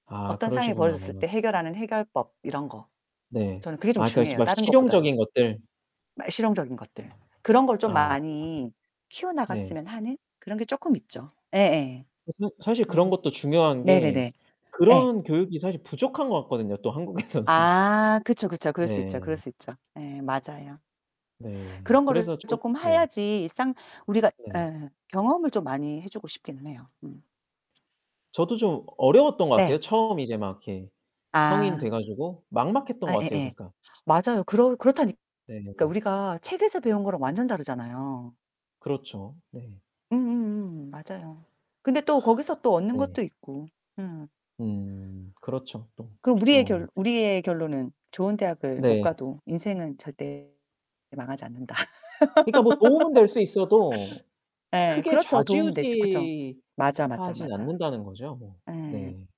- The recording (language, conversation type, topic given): Korean, unstructured, 좋은 대학에 가지 못하면 인생이 망할까요?
- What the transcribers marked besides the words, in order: tapping; unintelligible speech; distorted speech; unintelligible speech; laughing while speaking: "한국에서는"; "해야지" said as "하야지"; sigh; other background noise; laughing while speaking: "않는다.'"; laugh